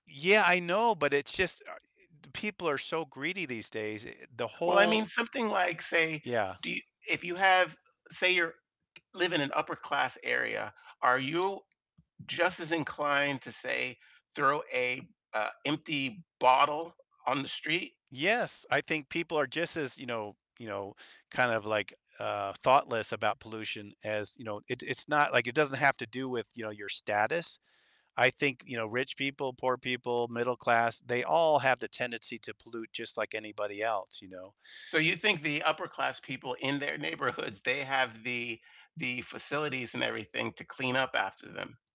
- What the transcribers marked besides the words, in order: distorted speech; static; tapping
- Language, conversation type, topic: English, unstructured, How do you feel about pollution in your community?